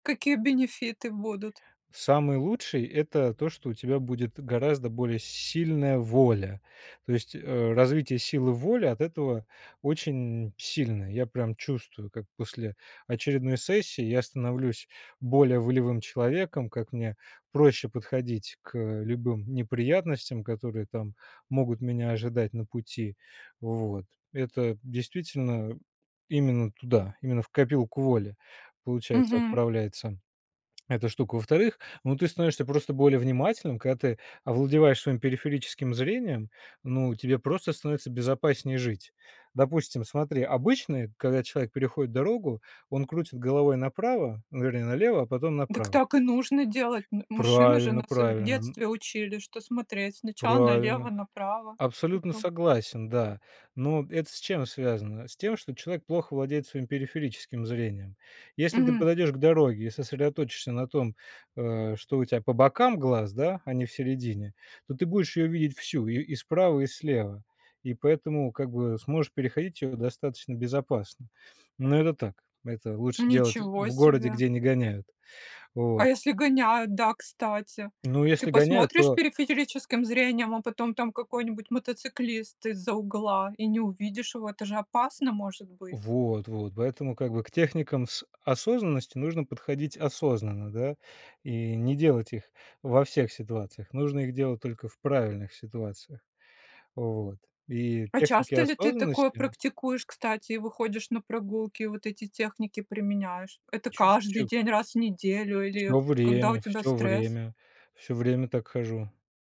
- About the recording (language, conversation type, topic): Russian, podcast, Какие простые техники осознанности можно выполнять во время прогулки?
- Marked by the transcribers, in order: tapping; other background noise